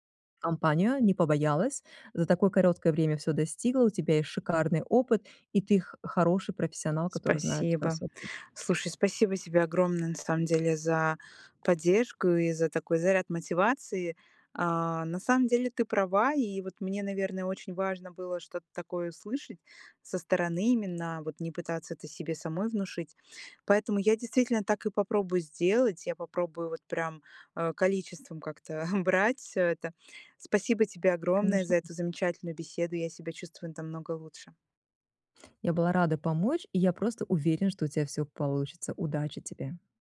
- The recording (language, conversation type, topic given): Russian, advice, Как мне отпустить прежние ожидания и принять новую реальность?
- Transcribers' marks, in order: chuckle